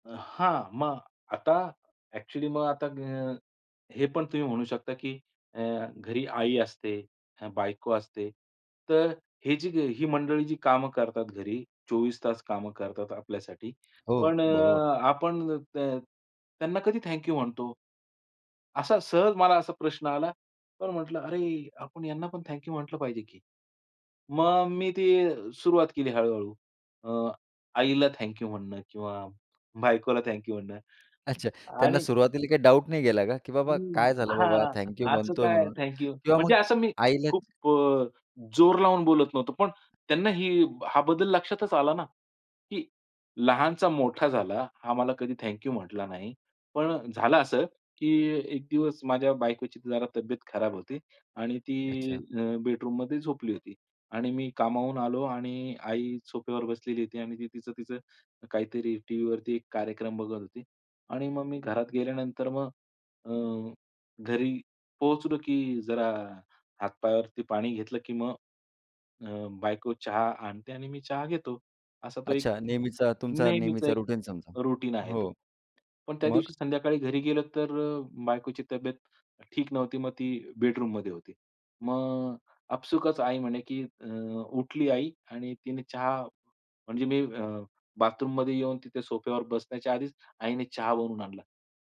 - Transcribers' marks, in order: tapping; other background noise; other noise; in English: "रुटीन"; in English: "रुटीन"
- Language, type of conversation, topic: Marathi, podcast, कधी एखाद्या सल्ल्यामुळे तुमचं आयुष्य बदललं आहे का?